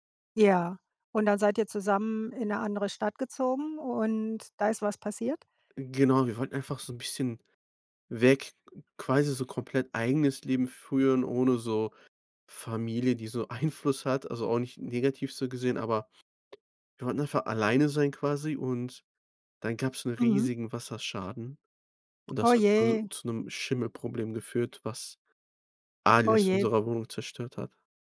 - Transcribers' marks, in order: laughing while speaking: "Einfluss"; other background noise; stressed: "alles"
- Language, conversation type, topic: German, podcast, Wann hat ein Umzug dein Leben unerwartet verändert?